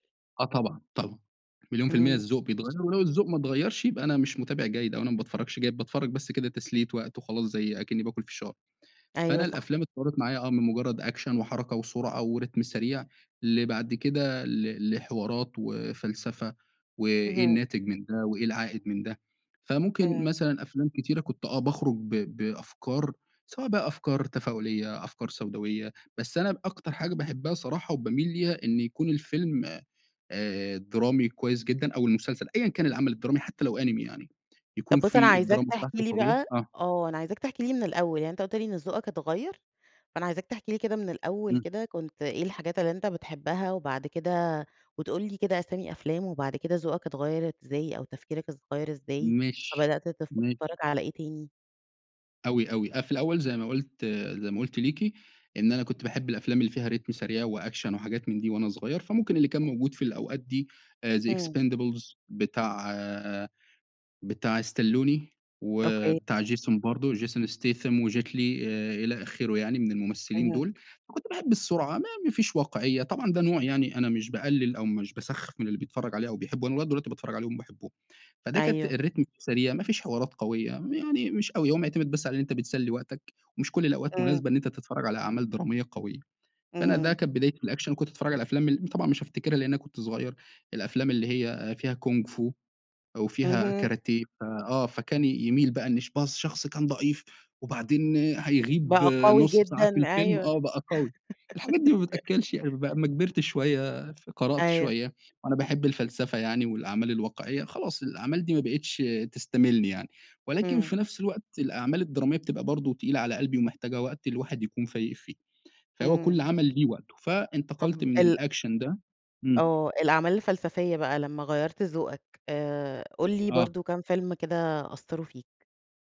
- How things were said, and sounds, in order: tapping; in English: "أكشن"; in English: "وريتم"; in Japanese: "أنمي"; "اتغيّر" said as "ازغيّر"; in English: "ريتم"; in English: "وأكشن"; in English: "the expendables"; in English: "الريتم"; in English: "الأكشن"; giggle; in English: "الأكشن"
- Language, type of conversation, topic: Arabic, podcast, ما آخر فيلم أثّر فيك وليه؟